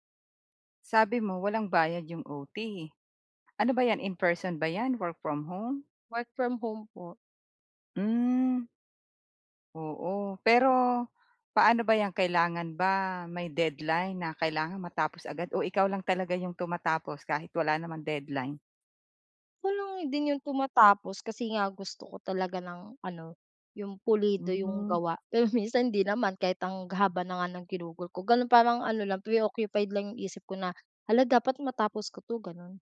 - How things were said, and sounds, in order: laughing while speaking: "minsan hindi"
- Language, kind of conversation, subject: Filipino, advice, Paano ako makapagtatakda ng malinaw na hangganan sa oras ng trabaho upang maiwasan ang pagkasunog?